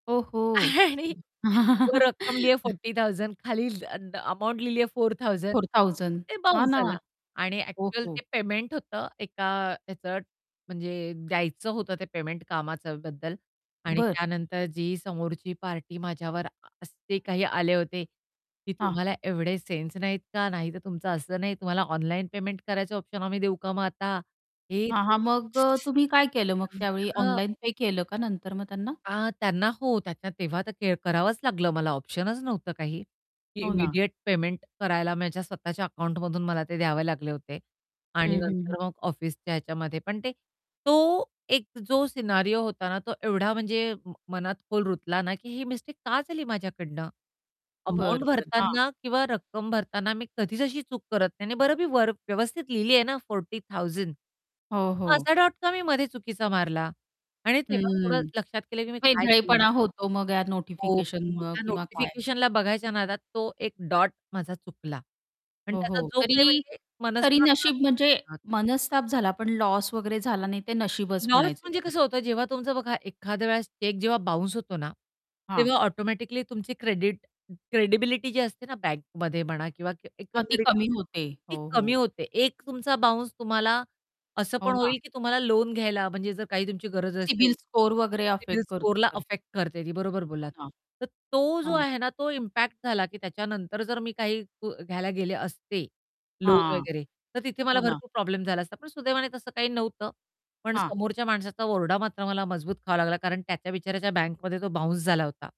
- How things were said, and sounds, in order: laughing while speaking: "आणि"; static; in Hindi: "वो रकम लिया"; in English: "फोर्टी थाउजंड"; other noise; laugh; in English: "फोर थाउजंड"; in English: "फोर थाउजंड"; distorted speech; other background noise; unintelligible speech; in English: "इमिडिएट"; in English: "सिनारियो"; in English: "फोर्टी थाउजंड"; unintelligible speech; unintelligible speech; in English: "अफेक्ट"; in English: "अफेक्ट"; in English: "इम्पॅक्ट"
- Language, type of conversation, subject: Marathi, podcast, नोटिफिकेशन्समुळे लक्ष विचलित होतं का?